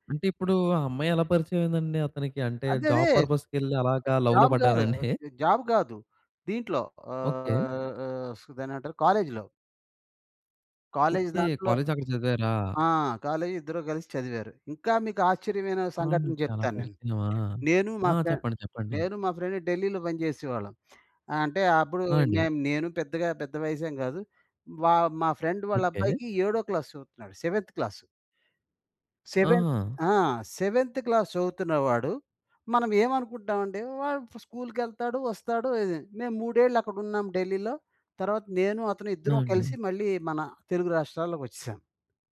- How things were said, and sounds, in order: in English: "జాబ్"; in English: "జాబ్"; in English: "లవ్‌లో"; in English: "జాబ్"; chuckle; in English: "ఫ్రెండ్"; in English: "ఫ్రెండ్"; in English: "సెవెంత్ క్లాస్"; in English: "సెవెంత్"; in English: "సెవెంత్ క్లాస్"
- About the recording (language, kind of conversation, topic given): Telugu, podcast, తరాల మధ్య బంధాలను మెరుగుపరచడానికి మొదట ఏమి చేయాలి?